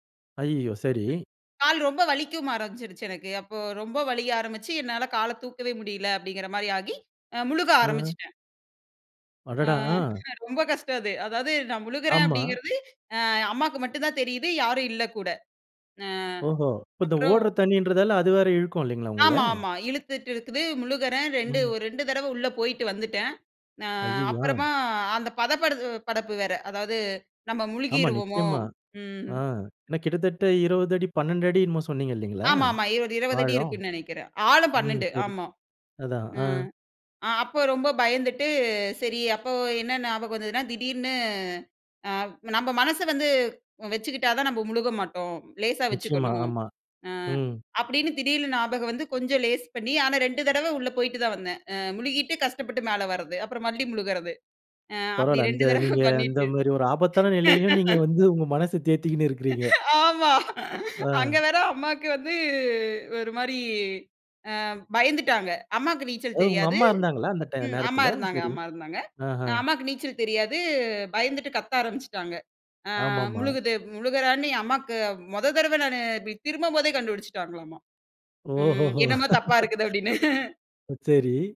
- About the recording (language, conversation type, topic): Tamil, podcast, அவசரநிலையில் ஒருவர் உங்களை காப்பாற்றிய அனுபவம் உண்டா?
- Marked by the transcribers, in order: laugh; laugh